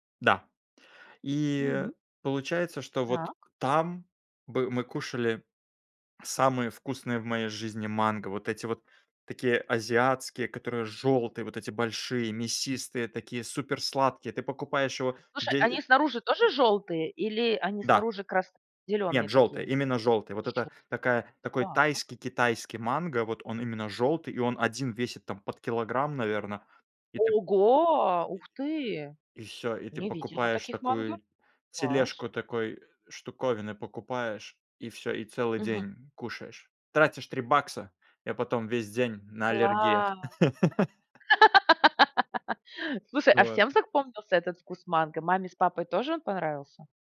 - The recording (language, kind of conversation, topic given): Russian, podcast, Какой запах мгновенно поднимает тебе настроение?
- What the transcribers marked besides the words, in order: other noise; laugh